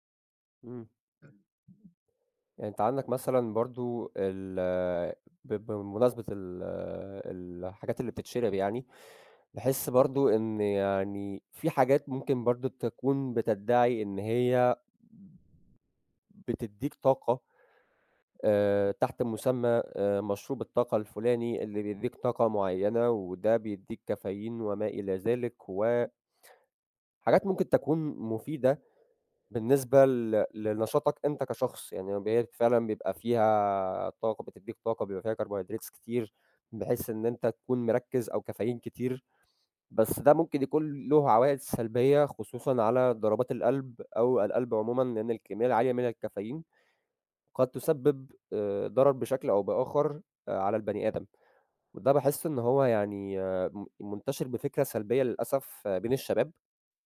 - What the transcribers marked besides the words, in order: unintelligible speech; other noise; tapping; in English: "Carbohydrates"; other background noise
- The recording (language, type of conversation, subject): Arabic, unstructured, هل بتخاف من عواقب إنك تهمل صحتك البدنية؟